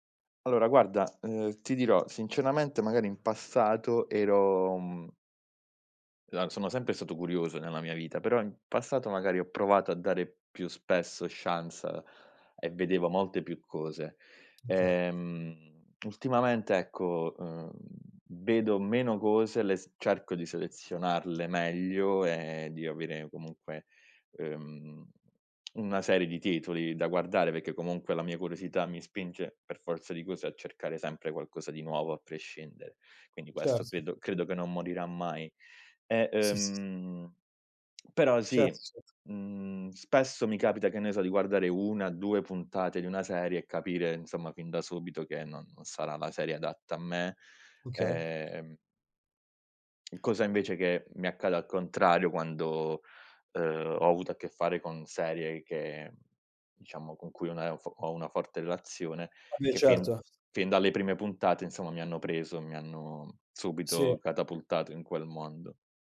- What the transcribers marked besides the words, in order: tapping; "titoli" said as "tituli"; "Certo" said as "cerso"; "certo" said as "ceto"; "Vabbè" said as "vabé"; other background noise
- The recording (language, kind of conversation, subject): Italian, podcast, Che ruolo hanno le serie TV nella nostra cultura oggi?